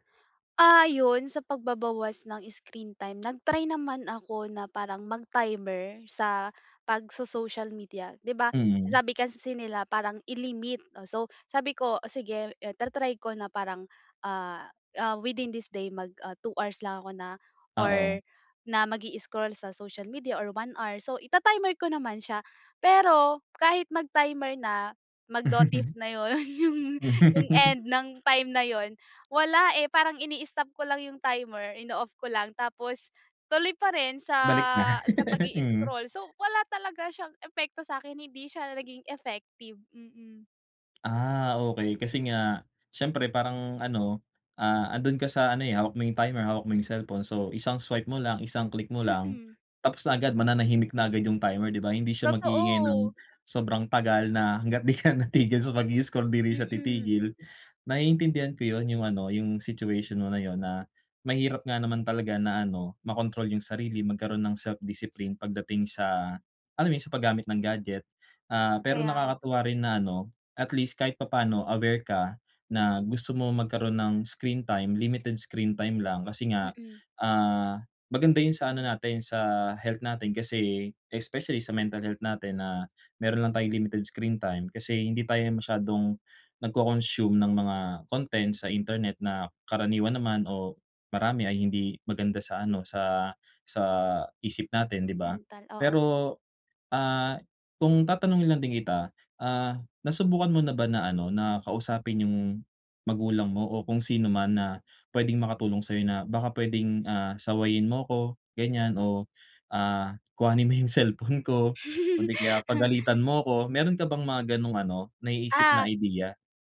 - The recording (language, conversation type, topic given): Filipino, advice, Paano ako magtatakda ng malinaw na personal na hangganan nang hindi nakakaramdam ng pagkakasala?
- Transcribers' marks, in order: tapping; chuckle; laugh; laugh; other background noise; laugh